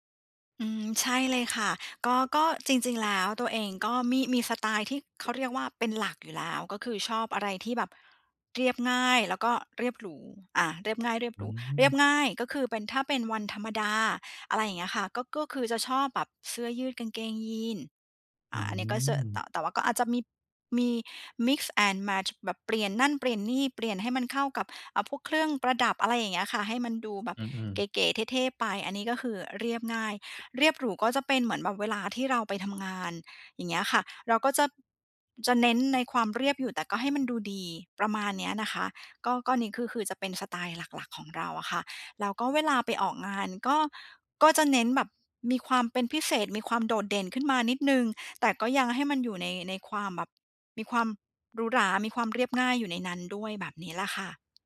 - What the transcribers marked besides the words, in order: other background noise
- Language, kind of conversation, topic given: Thai, advice, จะแต่งกายให้ดูดีด้วยงบจำกัดควรเริ่มอย่างไร?